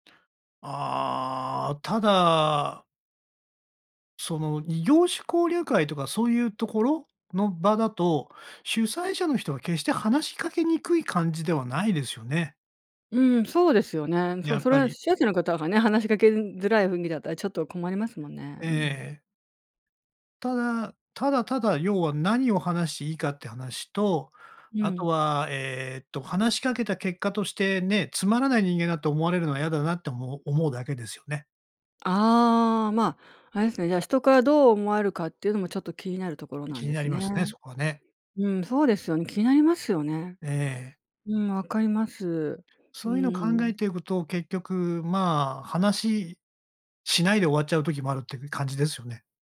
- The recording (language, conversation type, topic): Japanese, advice, 社交の場で緊張して人と距離を置いてしまうのはなぜですか？
- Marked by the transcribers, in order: other noise